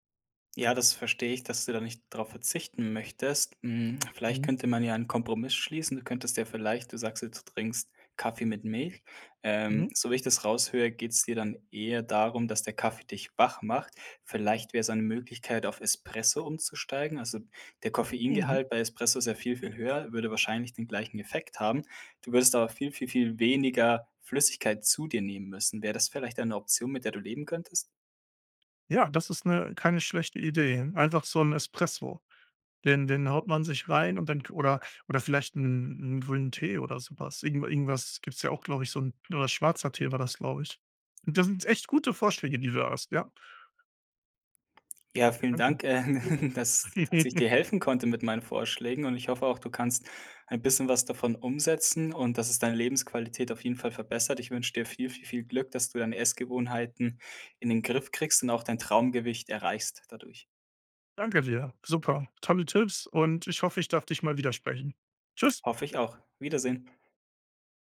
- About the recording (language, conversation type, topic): German, advice, Wie würdest du deine Essgewohnheiten beschreiben, wenn du unregelmäßig isst und häufig zu viel oder zu wenig Nahrung zu dir nimmst?
- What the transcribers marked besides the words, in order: other background noise; tongue click; joyful: "Das sind echt gute Vorschläge, die du da hast, ja"; laugh